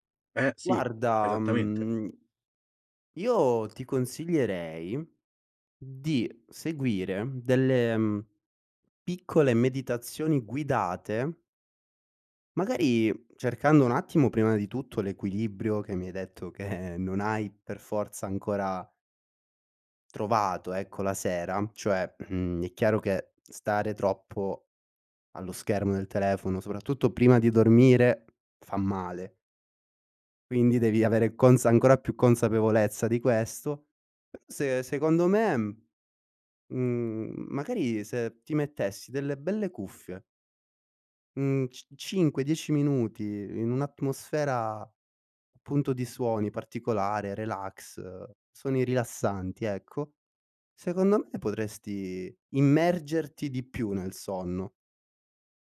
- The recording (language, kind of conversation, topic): Italian, advice, Come posso superare le difficoltà nel svegliarmi presto e mantenere una routine mattutina costante?
- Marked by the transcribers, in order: tapping